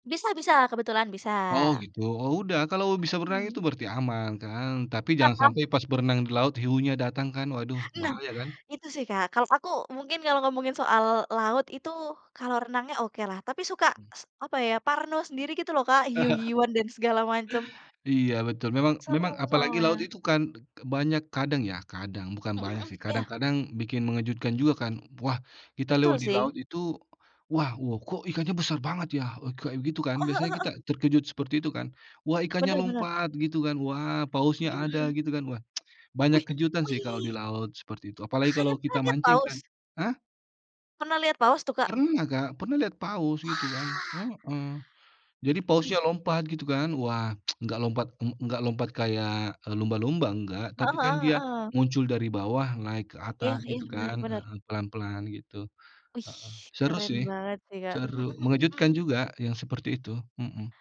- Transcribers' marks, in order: other background noise; laugh; chuckle; tsk; surprised: "Kakaknya pernah lihat paus?"; anticipating: "Wah!"; tsk
- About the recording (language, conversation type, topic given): Indonesian, unstructured, Pernahkah kamu menemukan hobi yang benar-benar mengejutkan?